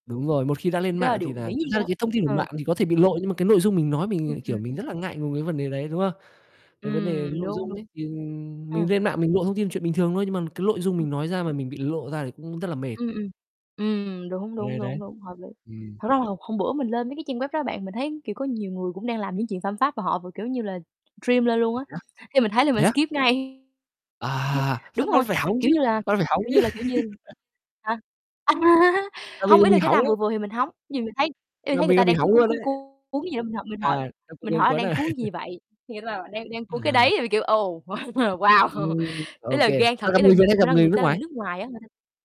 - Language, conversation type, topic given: Vietnamese, unstructured, Bạn thường làm gì khi cảm thấy căng thẳng trong ngày?
- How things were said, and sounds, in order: other background noise; tapping; distorted speech; in English: "stream"; in English: "skip"; unintelligible speech; laugh; chuckle; chuckle; laughing while speaking: "wow"